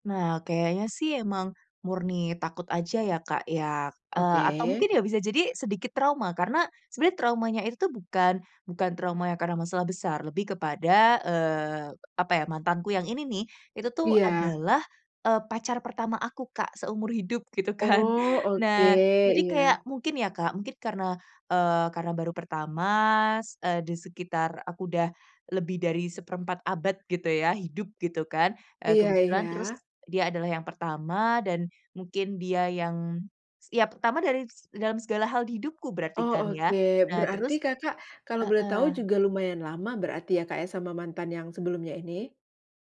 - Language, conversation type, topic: Indonesian, advice, Bagaimana cara mengatasi rasa takut membuka hati lagi setelah patah hati sebelumnya?
- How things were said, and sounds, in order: tapping; laughing while speaking: "gitu kan"